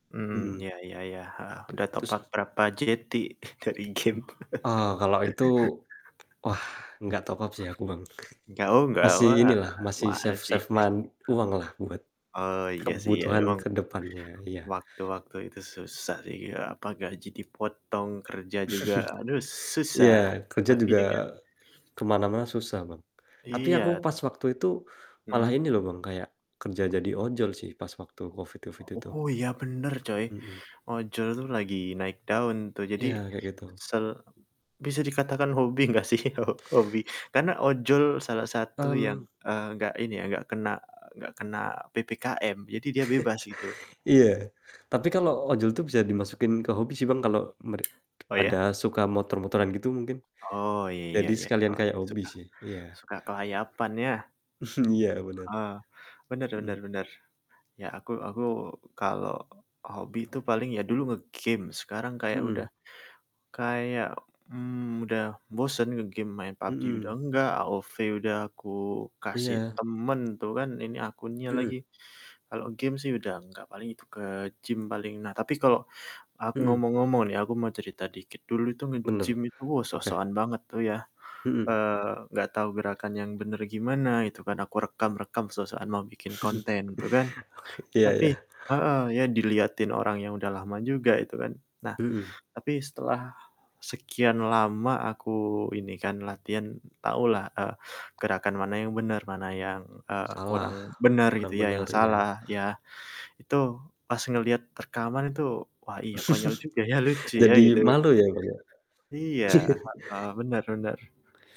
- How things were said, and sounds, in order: in English: "top up"; "juta" said as "jeti"; laughing while speaking: "dari game"; tapping; chuckle; in English: "top up"; chuckle; other background noise; in English: "save-save"; chuckle; distorted speech; laughing while speaking: "gak sih ho"; chuckle; chuckle; chuckle; chuckle; chuckle
- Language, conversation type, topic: Indonesian, unstructured, Apa kenangan paling berkesan yang kamu punya dari hobimu?